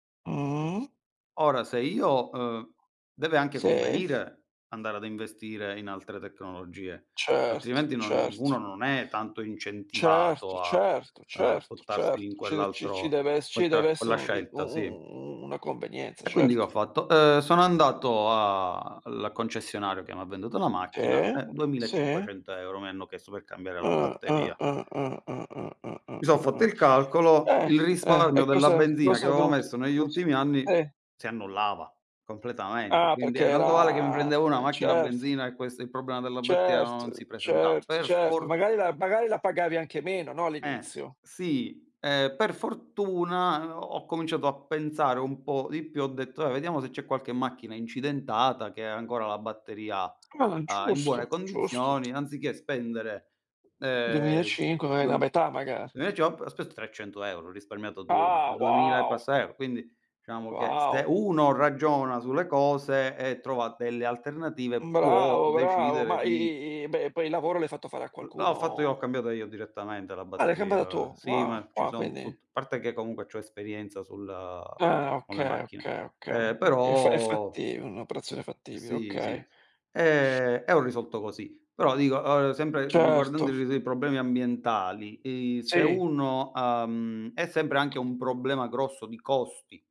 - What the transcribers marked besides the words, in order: drawn out: "Mh"; tapping; "Sì" said as "seh"; "Sì" said as "seh"; drawn out: "era"; "diciamo" said as "ciamo"; drawn out: "E"; other background noise
- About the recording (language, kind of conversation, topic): Italian, unstructured, Come può la tecnologia aiutare a risolvere i problemi ambientali?